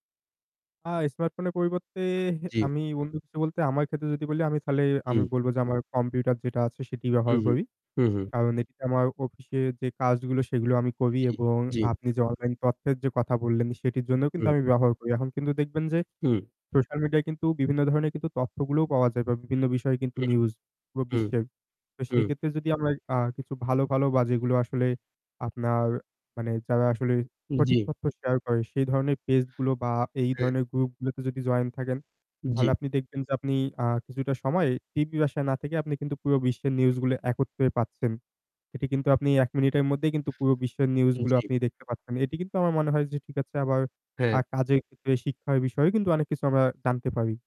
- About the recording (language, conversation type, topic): Bengali, unstructured, স্মার্টফোন ছাড়া জীবন কেমন কাটবে বলে আপনি মনে করেন?
- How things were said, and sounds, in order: static; "তালে" said as "তাহলে"